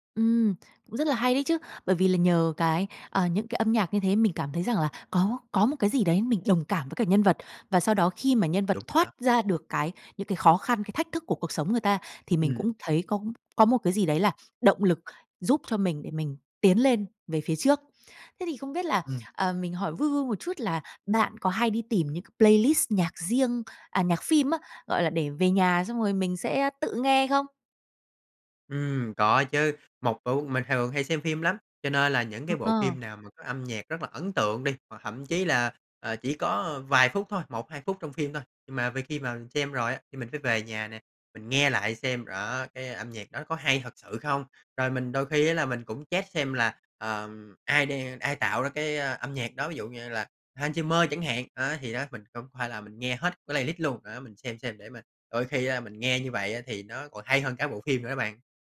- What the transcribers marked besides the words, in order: in English: "playlist"; in English: "check"; in English: "playlist"
- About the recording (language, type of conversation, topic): Vietnamese, podcast, Âm nhạc thay đổi cảm xúc của một bộ phim như thế nào, theo bạn?